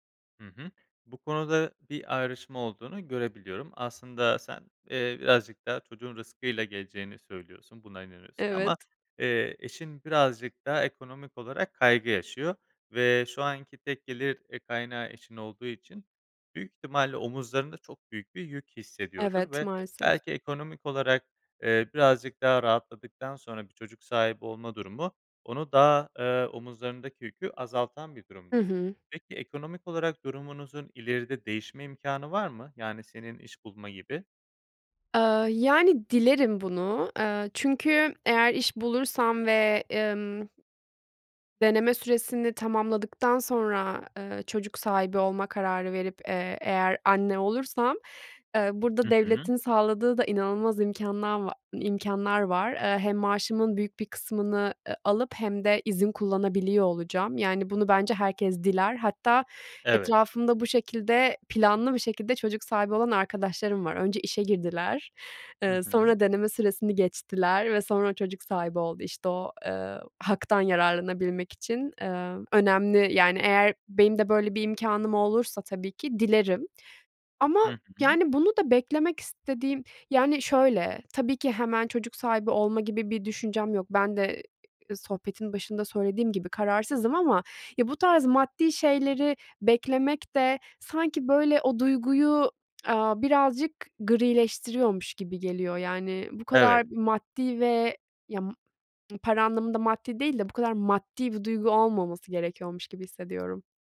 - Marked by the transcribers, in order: other background noise
- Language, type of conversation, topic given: Turkish, advice, Çocuk sahibi olma veya olmama kararı